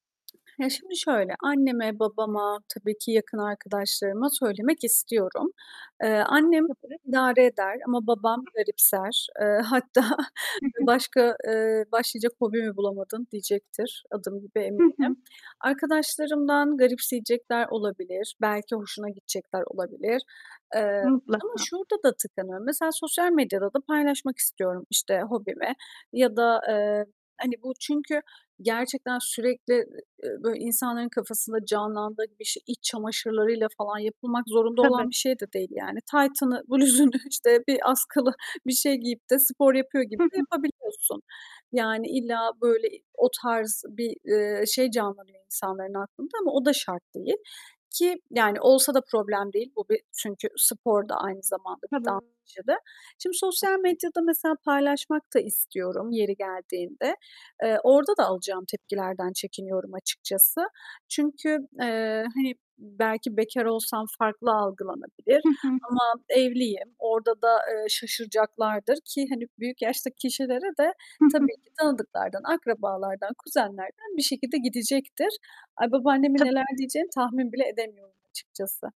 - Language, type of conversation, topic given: Turkish, advice, Yeni ilgi alanımı ya da hobimi çevremdekilere söylemekten neden utanıyorum?
- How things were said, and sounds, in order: other background noise; unintelligible speech; laughing while speaking: "hatta"; tapping; static; distorted speech; laughing while speaking: "Taytını, bluzunu işte bir askılı bir şey giyip de"; unintelligible speech